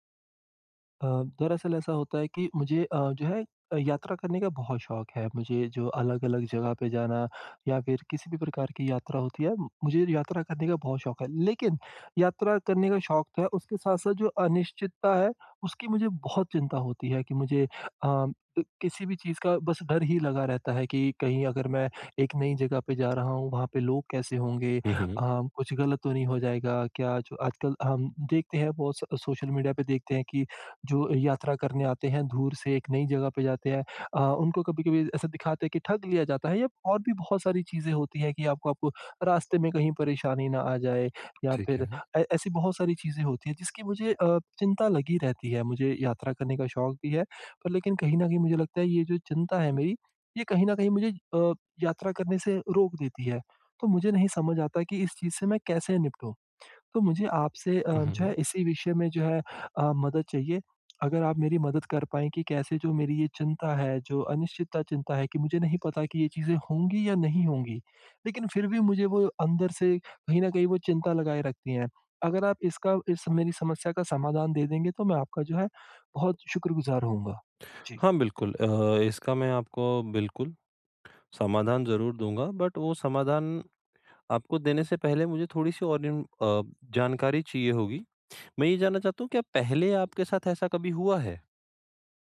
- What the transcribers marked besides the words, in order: "दूर" said as "धूर"; tapping; in English: "बट"
- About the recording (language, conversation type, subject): Hindi, advice, मैं यात्रा की अनिश्चितता और चिंता से कैसे निपटूँ?